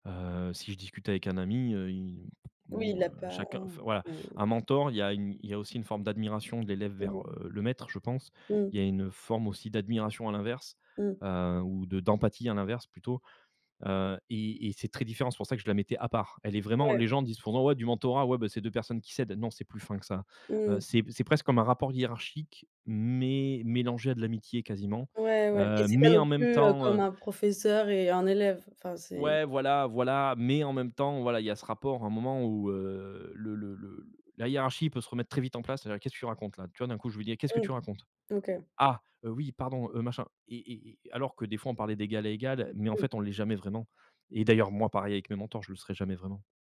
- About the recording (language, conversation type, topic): French, podcast, Qu’est-ce qui fait un bon mentor, selon toi ?
- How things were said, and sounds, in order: tapping; put-on voice: "Ah, heu, oui pardon, heu, machin"